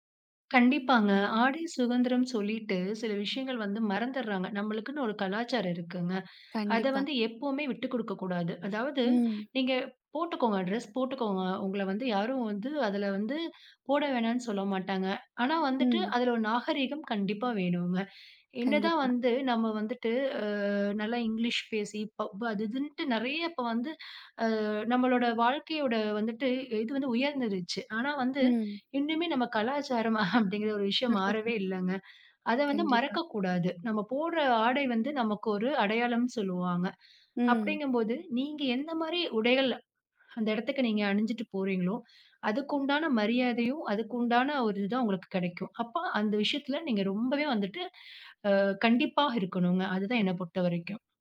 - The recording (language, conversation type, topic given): Tamil, podcast, உங்கள் ஆடைகள் உங்கள் தன்னம்பிக்கையை எப்படிப் பாதிக்கிறது என்று நீங்கள் நினைக்கிறீர்களா?
- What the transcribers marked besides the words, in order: other noise; chuckle; laugh